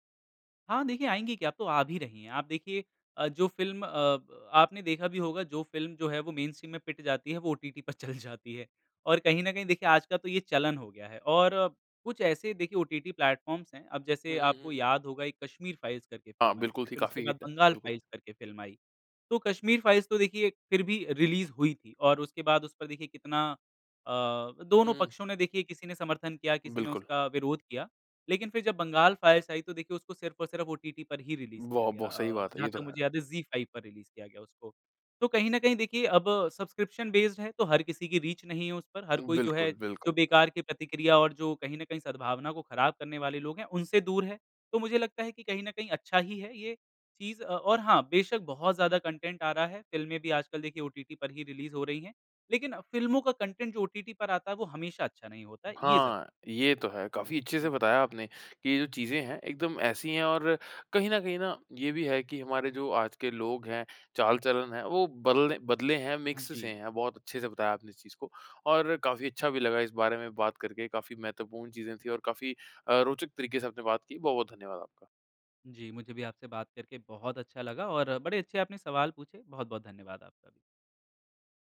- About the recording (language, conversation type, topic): Hindi, podcast, स्ट्रीमिंग प्लेटफ़ॉर्मों ने टीवी देखने का अनुभव कैसे बदल दिया है?
- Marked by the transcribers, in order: in English: "मेनस्ट्रीम"; laughing while speaking: "चल जाती है"; in English: "प्लेटफ़ॉर्म्स"; in English: "हिट"; in English: "रिलीज़"; in English: "रिलीज़"; in English: "रिलीज़"; in English: "सब्सक्रिप्शन बेस्ड"; in English: "रीच"; in English: "कंटेंट"; in English: "रिलीज़"; in English: "कंटेंट"; in English: "मिक्स"